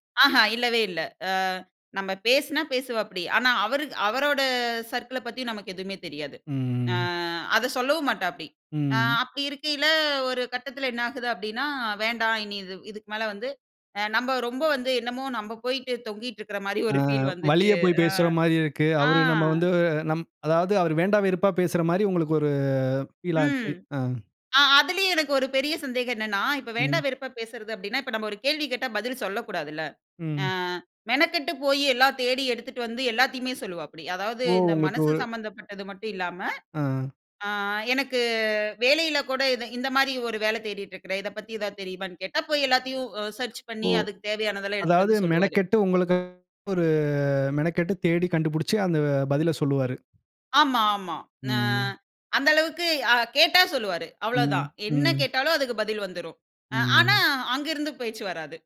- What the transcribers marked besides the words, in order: in English: "சர்க்கிள"; drawn out: "ம்"; laughing while speaking: "ஃபீல் வந்துச்சு"; grunt; drawn out: "ஒரு"; "ஆச்சு" said as "ஆன்சி"; drawn out: "ஆ"; "இதை" said as "இத"; in English: "சர்ச்"; other background noise; tapping
- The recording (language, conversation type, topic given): Tamil, podcast, ஒரு உறவு முடிந்ததற்கான வருத்தத்தை எப்படிச் சமாளிக்கிறீர்கள்?